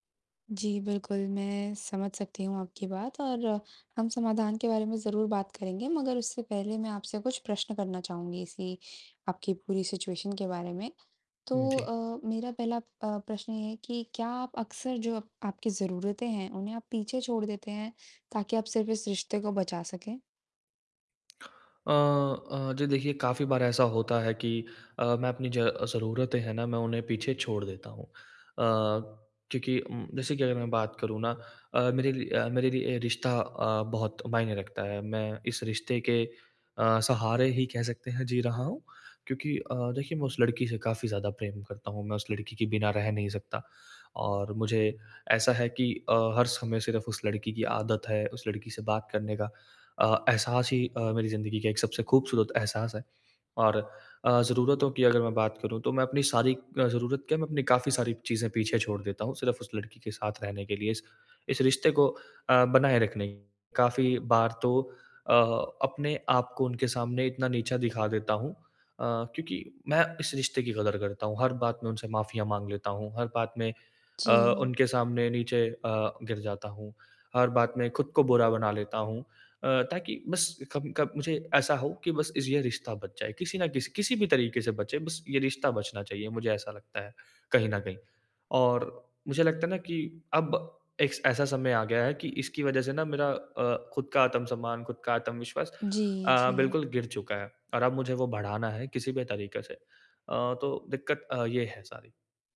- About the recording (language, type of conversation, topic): Hindi, advice, अपने रिश्ते में आत्म-सम्मान और आत्मविश्वास कैसे बढ़ाऊँ?
- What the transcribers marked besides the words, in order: in English: "सिचुएशन"